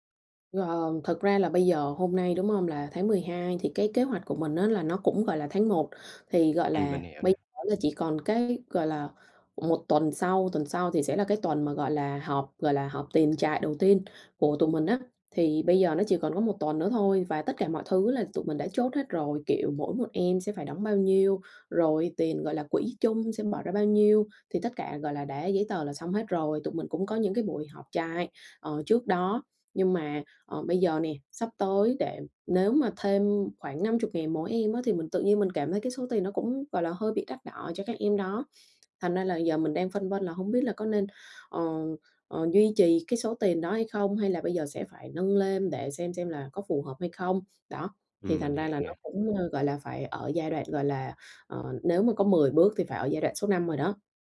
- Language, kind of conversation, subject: Vietnamese, advice, Làm sao để quản lý chi phí và ngân sách hiệu quả?
- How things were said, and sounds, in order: tapping; other background noise